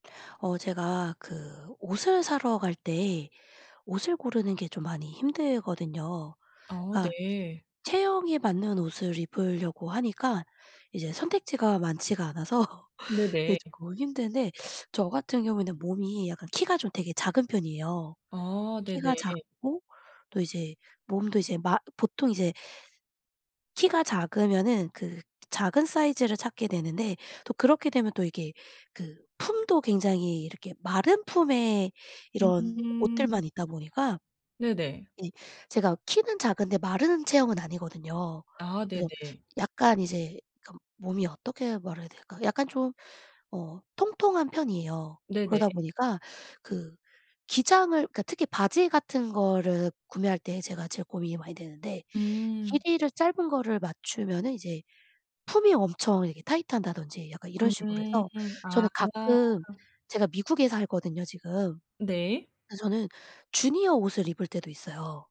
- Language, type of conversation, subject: Korean, advice, 어떤 옷을 골라야 자신감이 생길까요?
- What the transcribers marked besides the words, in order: laughing while speaking: "않아서"